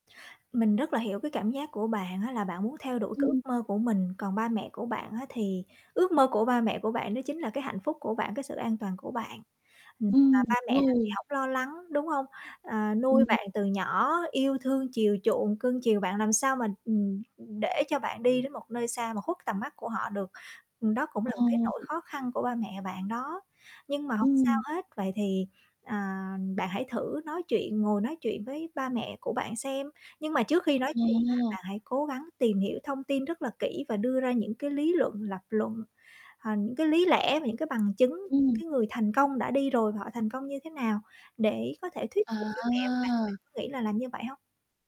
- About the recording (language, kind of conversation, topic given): Vietnamese, advice, Tôi nên làm gì khi bị gia đình chỉ trích về những quyết định trong cuộc sống của mình?
- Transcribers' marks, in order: static; distorted speech; other background noise; tapping